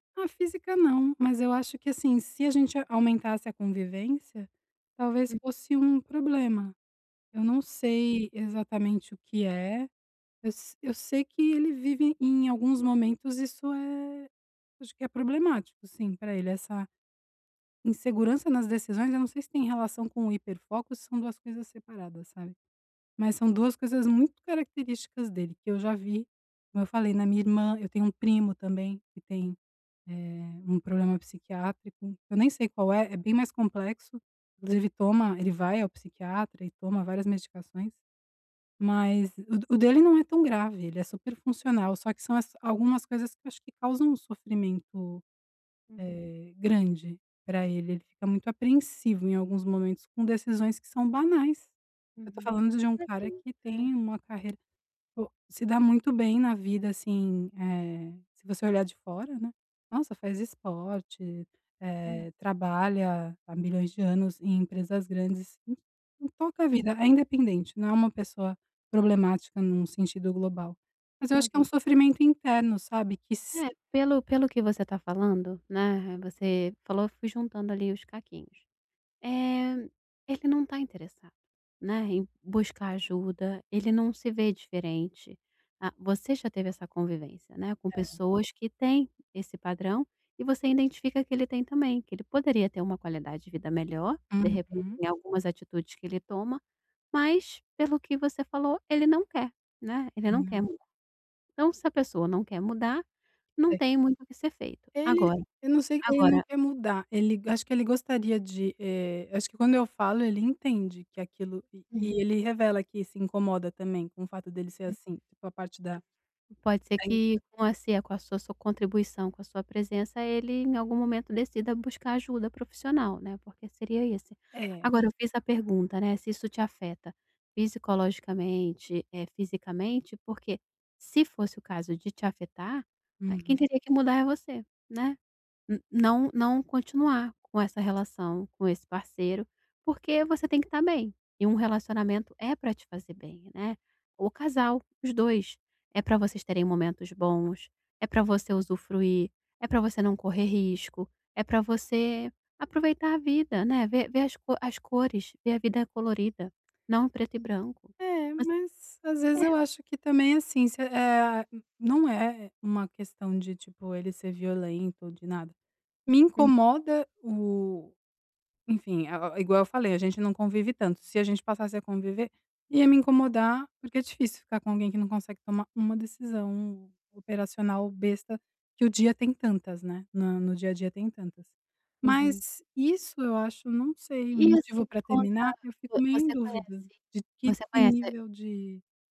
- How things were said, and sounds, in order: tapping
- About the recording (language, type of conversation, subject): Portuguese, advice, Como posso apoiar meu parceiro que enfrenta problemas de saúde mental?